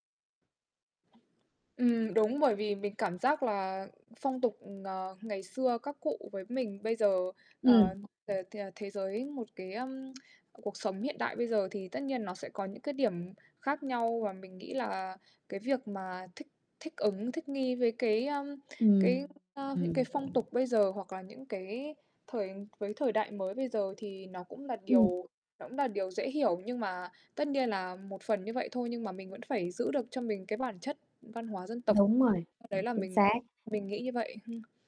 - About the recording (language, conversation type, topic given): Vietnamese, unstructured, Bạn đã từng gặp phong tục nào khiến bạn thấy lạ lùng hoặc thú vị không?
- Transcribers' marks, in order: other background noise; distorted speech; tapping; static; tsk; unintelligible speech